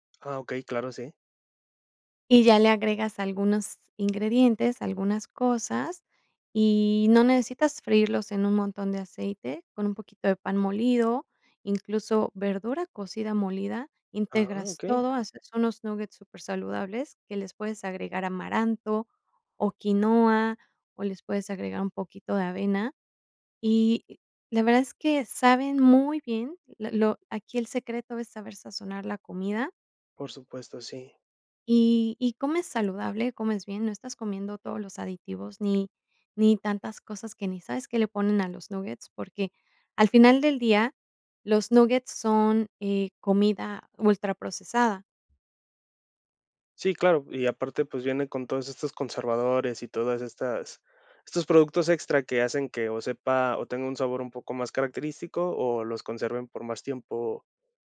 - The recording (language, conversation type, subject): Spanish, podcast, ¿Cómo improvisas cuando te faltan ingredientes?
- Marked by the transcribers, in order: none